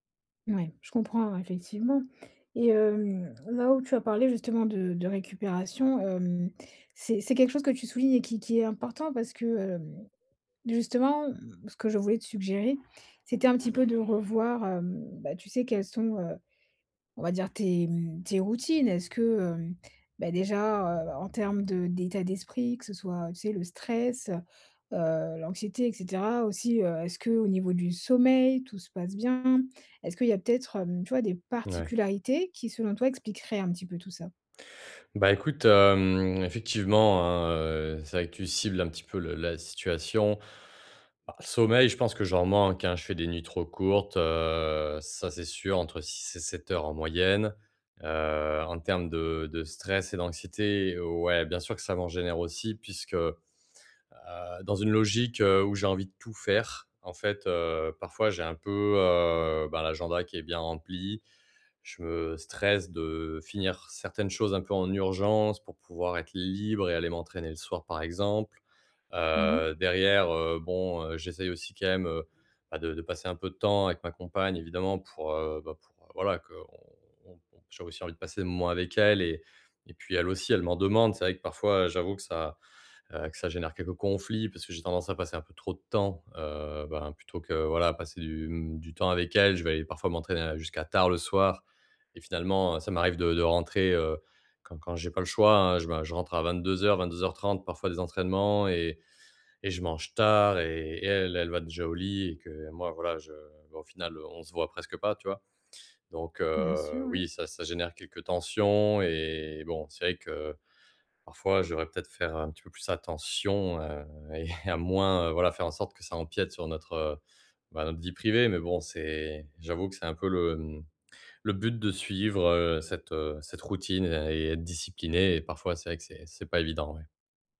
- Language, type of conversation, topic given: French, advice, Pourquoi est-ce que je me sens épuisé(e) après les fêtes et les sorties ?
- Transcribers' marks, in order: other background noise; chuckle